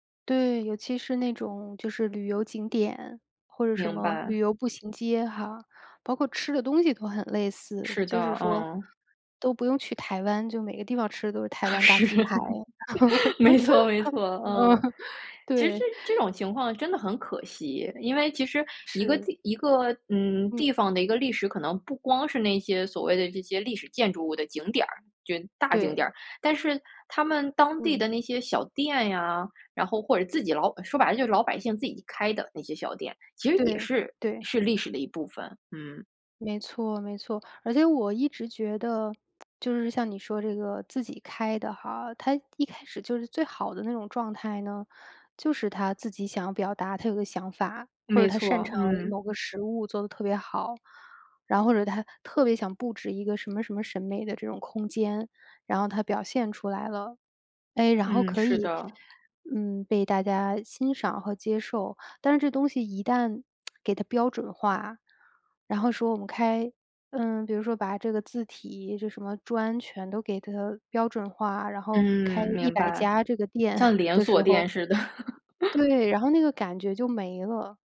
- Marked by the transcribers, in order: laughing while speaking: "是，没错，没错，嗯"; laugh; laughing while speaking: "嗯，对"; chuckle; other background noise; lip smack; "它" said as "tē"; chuckle; laugh
- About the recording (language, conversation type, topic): Chinese, podcast, 说说一次你意外发现美好角落的经历？